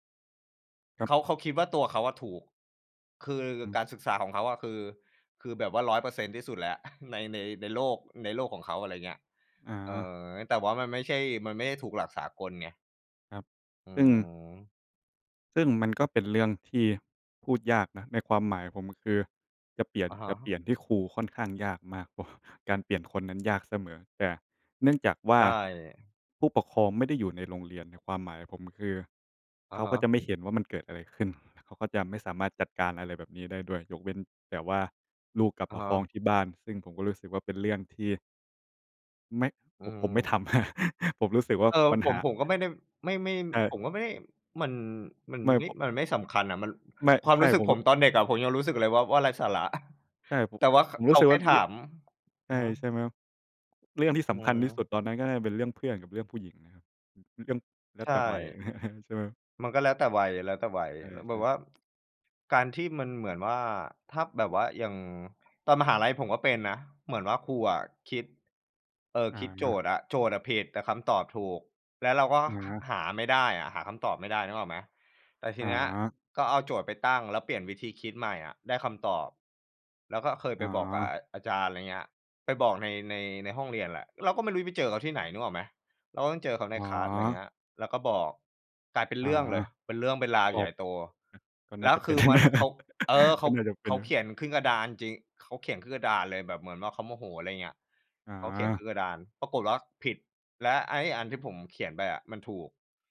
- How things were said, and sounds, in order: chuckle; chuckle; chuckle; laugh
- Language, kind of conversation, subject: Thai, unstructured, การถูกกดดันให้ต้องได้คะแนนดีทำให้คุณเครียดไหม?